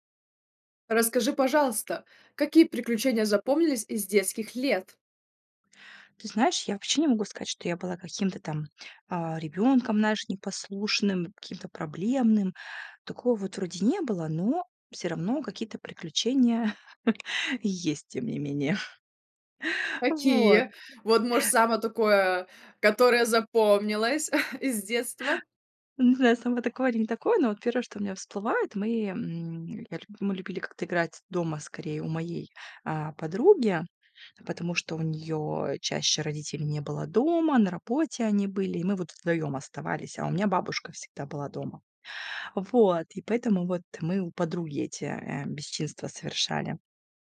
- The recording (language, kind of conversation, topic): Russian, podcast, Какие приключения из детства вам запомнились больше всего?
- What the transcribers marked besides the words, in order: chuckle; tapping; chuckle; chuckle